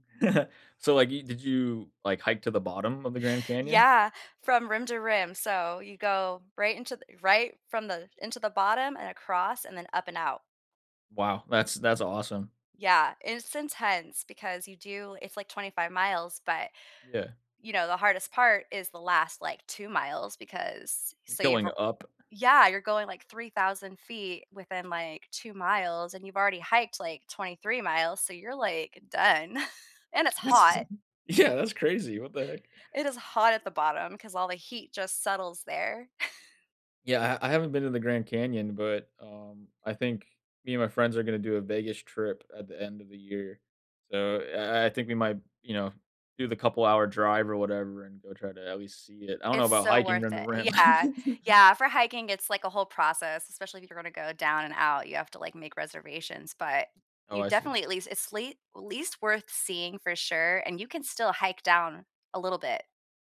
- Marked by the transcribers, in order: chuckle; tapping; other background noise; chuckle; laughing while speaking: "That's"; chuckle; chuckle; laugh
- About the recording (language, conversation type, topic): English, unstructured, What are the best ways to stay active every day?